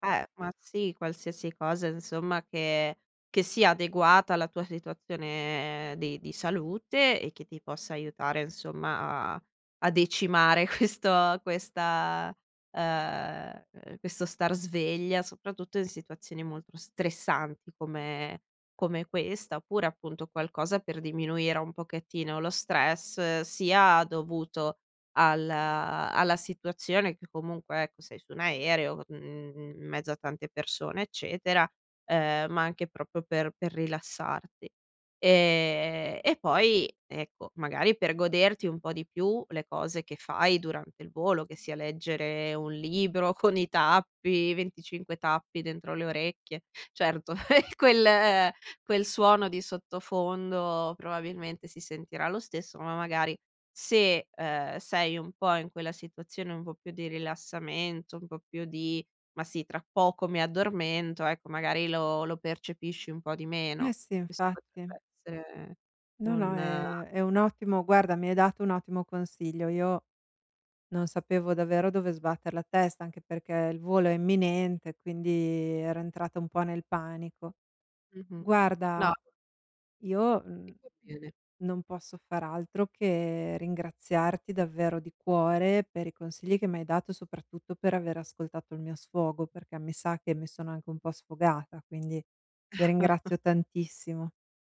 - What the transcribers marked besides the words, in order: laughing while speaking: "questo"; "proprio" said as "propro"; laughing while speaking: "con"; laugh; other background noise; unintelligible speech; chuckle
- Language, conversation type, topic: Italian, advice, Come posso gestire lo stress e l’ansia quando viaggio o sono in vacanza?